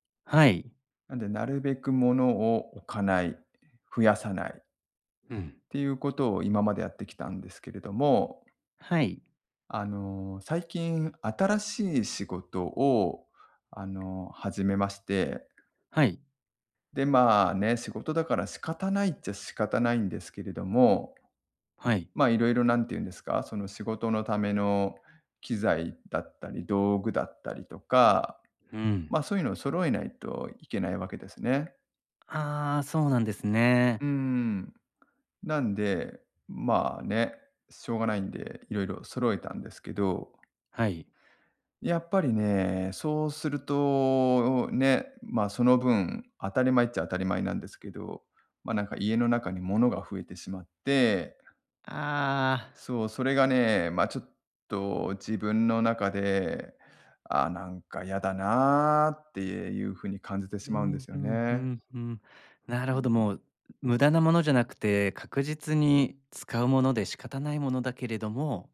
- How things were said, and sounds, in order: tapping
- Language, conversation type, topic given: Japanese, advice, 価値観の変化で今の生活が自分に合わないと感じるのはなぜですか？